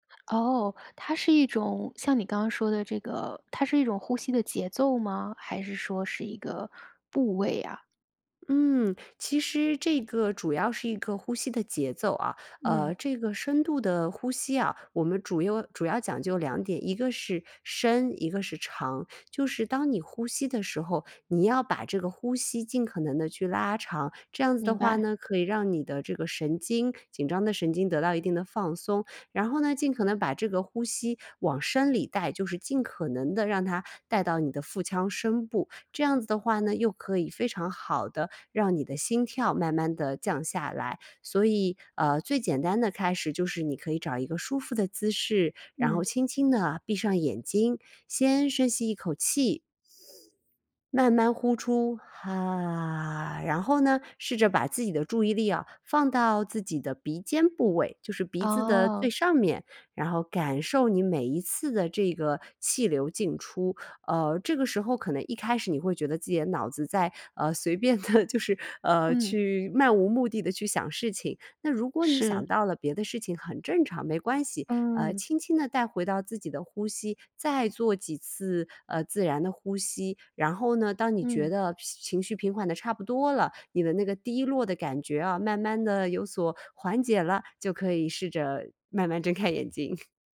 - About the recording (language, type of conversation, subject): Chinese, podcast, 简单说说正念呼吸练习怎么做？
- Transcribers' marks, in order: other background noise; inhale; laughing while speaking: "随便地就是"; joyful: "睁开眼睛"; chuckle